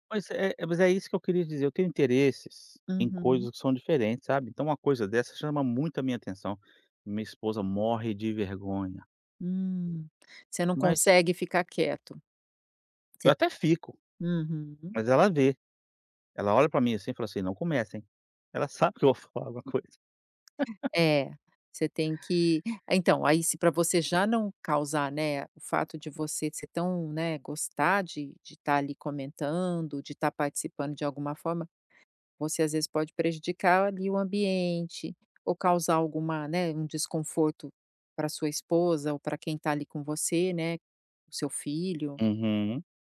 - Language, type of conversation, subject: Portuguese, advice, Como posso superar o medo de mostrar interesses não convencionais?
- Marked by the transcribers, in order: tapping; laughing while speaking: "que eu vou falar alguma coisa"; chuckle